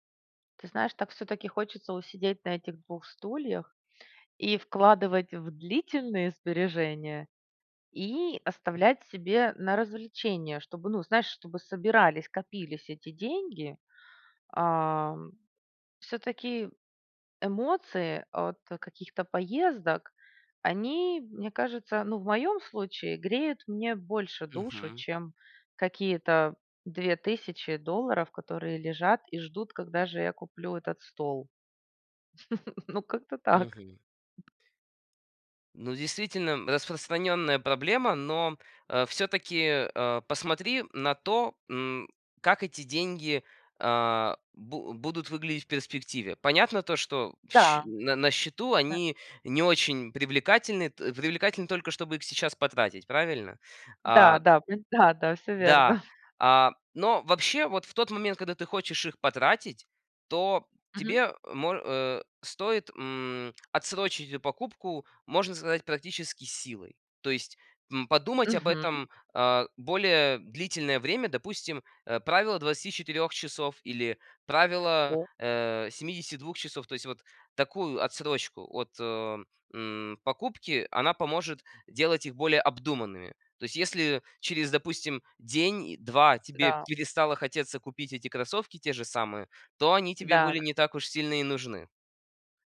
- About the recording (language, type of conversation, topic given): Russian, advice, Что вас тянет тратить сбережения на развлечения?
- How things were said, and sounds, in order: chuckle; tapping; other noise; chuckle